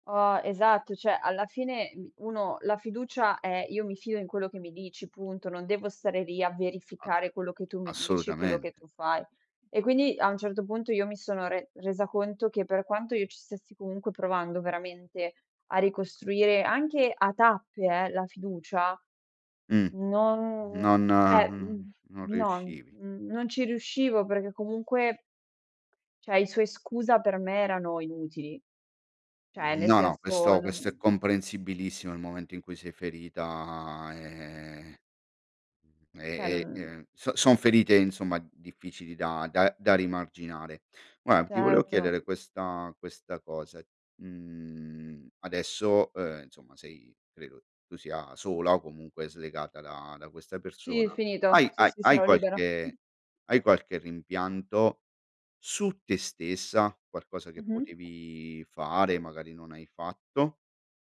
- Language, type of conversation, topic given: Italian, podcast, Come si può ricostruire la fiducia dopo un tradimento in famiglia?
- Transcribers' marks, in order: other background noise; "Cioè" said as "ceh"; "Cioè" said as "ceh"; "Guarda" said as "gua"; chuckle